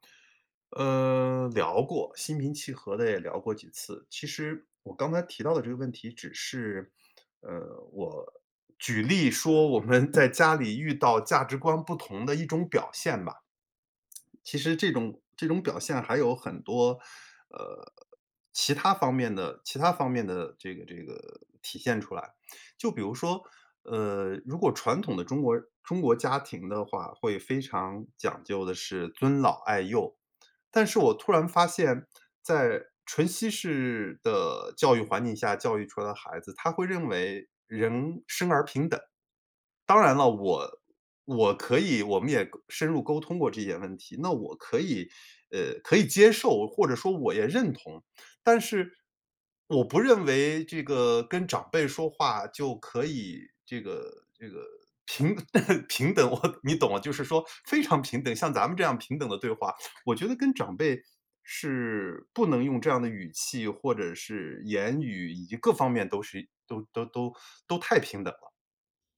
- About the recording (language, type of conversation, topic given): Chinese, advice, 我因为与家人的价值观不同而担心被排斥，该怎么办？
- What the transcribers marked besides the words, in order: laughing while speaking: "们"; tapping; laughing while speaking: "淡 平等，我"